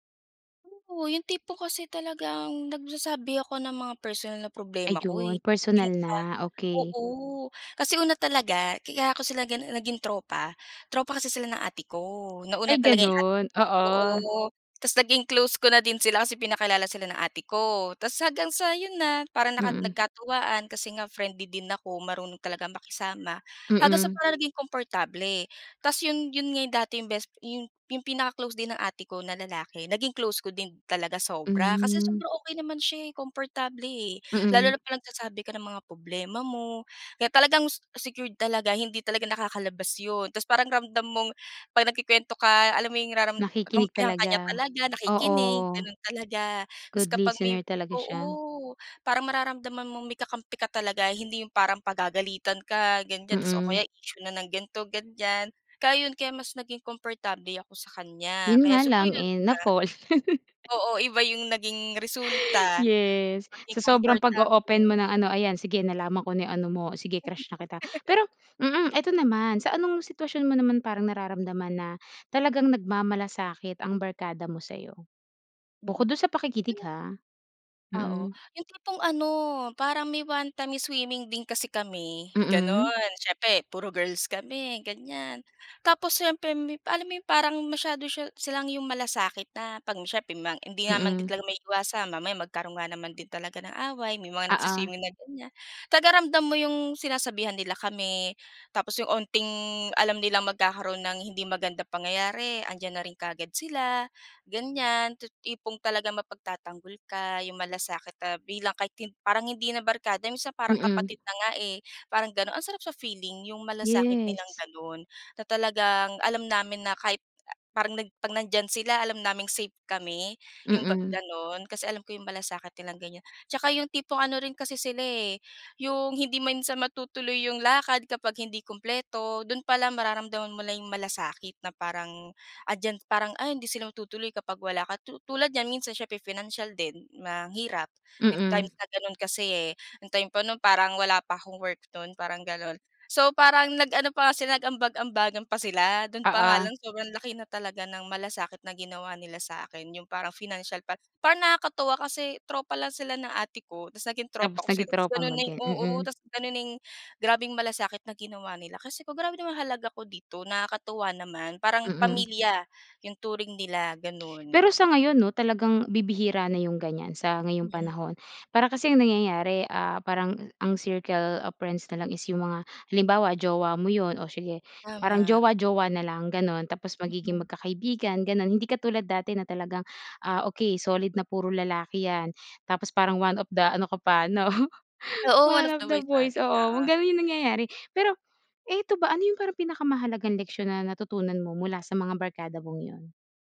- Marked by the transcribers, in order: chuckle; chuckle; in English: "circle of friends"; chuckle; in English: "one of the boys"; in English: "one of the boys"
- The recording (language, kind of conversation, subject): Filipino, podcast, Paano mo malalaman kung nahanap mo na talaga ang tunay mong barkada?